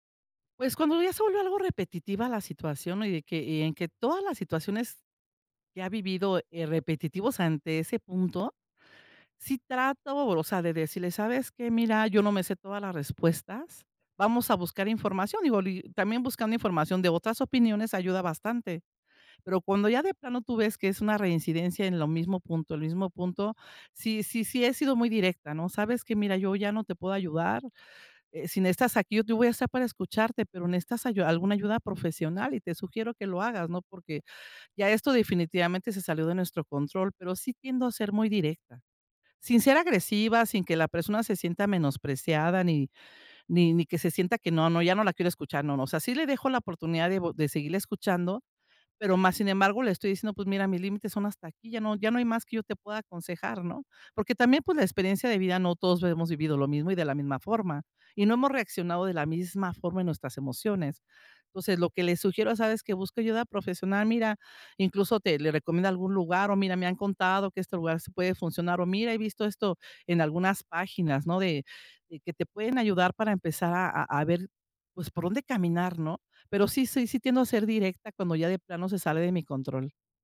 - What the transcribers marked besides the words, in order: other noise; tapping; other background noise
- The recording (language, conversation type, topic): Spanish, podcast, ¿Cómo ofreces apoyo emocional sin intentar arreglarlo todo?